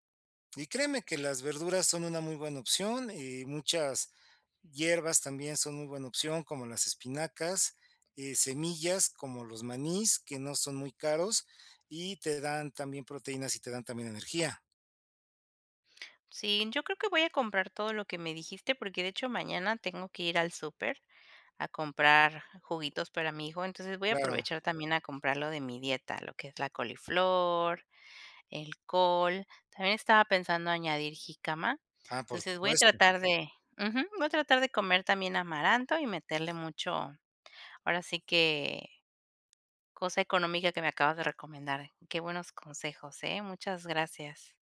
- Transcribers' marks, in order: tapping; other background noise
- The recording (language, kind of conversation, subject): Spanish, advice, ¿Cómo puedo comer más saludable con un presupuesto limitado cada semana?
- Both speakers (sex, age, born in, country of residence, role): female, 30-34, Mexico, Mexico, user; male, 55-59, Mexico, Mexico, advisor